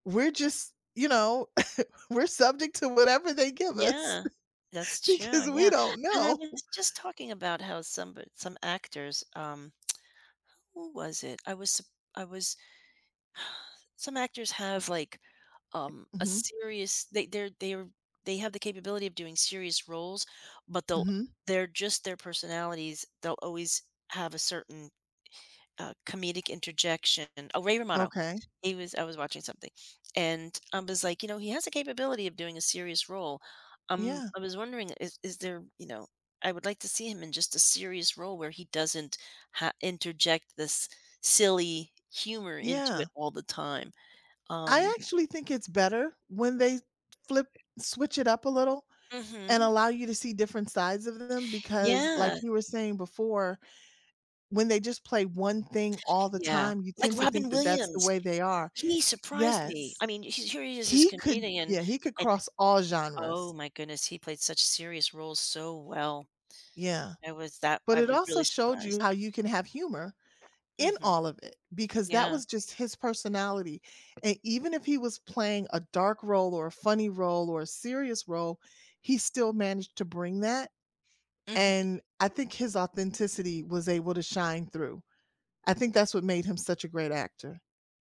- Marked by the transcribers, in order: chuckle; other background noise; chuckle; laughing while speaking: "know"; tsk; exhale; tapping
- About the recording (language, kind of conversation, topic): English, unstructured, In what ways do movies influence our understanding of different cultures and perspectives?
- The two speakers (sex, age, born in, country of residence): female, 55-59, United States, United States; female, 60-64, United States, United States